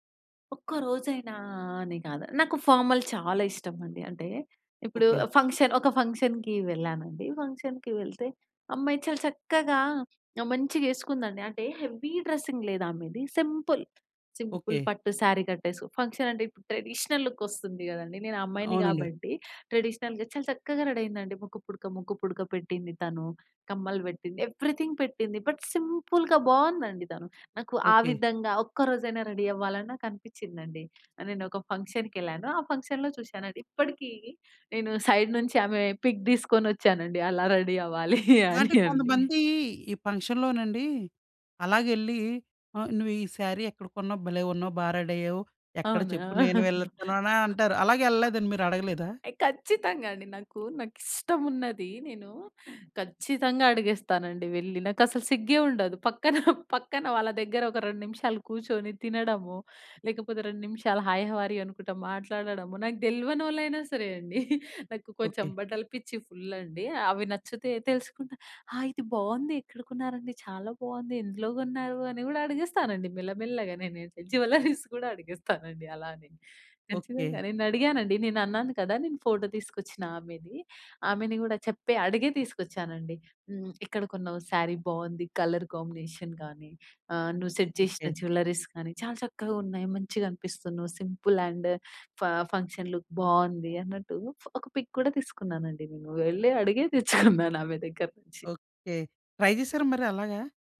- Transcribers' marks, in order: in English: "ఫార్మల్"; in English: "ఫంక్షన్"; in English: "ఫంక్షన్‍కి"; in English: "ఫంక్షన్‌కి"; in English: "హెవీ డ్రెస్సింగ్"; in English: "సింపుల్, సింపుల్"; in English: "శారీ"; in English: "ఫంక్షన్"; in English: "ట్రెడిషనల్"; in English: "ట్రెడిషనల్‌గా"; in English: "రెడీ"; in English: "ఎవరీథింగ్"; in English: "బట్, సింపుల్‌గా"; in English: "రెడీ"; other background noise; in English: "ఫంక్షన్‍కేళ్ళాను"; in English: "ఫంక్షన్‌లో"; in English: "సైడ్"; in English: "పిక్"; in English: "రెడీ"; laughing while speaking: "అవ్వాలి అని అండి"; in English: "పంక్షన్‌లో"; in English: "శారీ"; in English: "రెడి"; chuckle; stressed: "నాకిష్టమున్నది"; laughing while speaking: "పక్కన"; in English: "హాయ్ హౌ ఆర్ యు"; laughing while speaking: "అండి"; in English: "ఫుల్"; laughing while speaking: "జ్యువెల్లరీస్"; in English: "జ్యువెల్లరీస్"; in English: "శారీ"; in English: "కలర్ కాంబినేషన్"; in English: "సెట్"; in English: "జ్యువెల్లరీస్"; in English: "సింపుల్ అండ్ ఫ ఫంక్షన్ లుక్"; in English: "పిక్"; laughing while speaking: "తెచ్చుకున్నాను"; in English: "ట్రై"
- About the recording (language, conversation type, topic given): Telugu, podcast, ఒక చక్కని దుస్తులు వేసుకున్నప్పుడు మీ రోజు మొత్తం మారిపోయిన అనుభవం మీకు ఎప్పుడైనా ఉందా?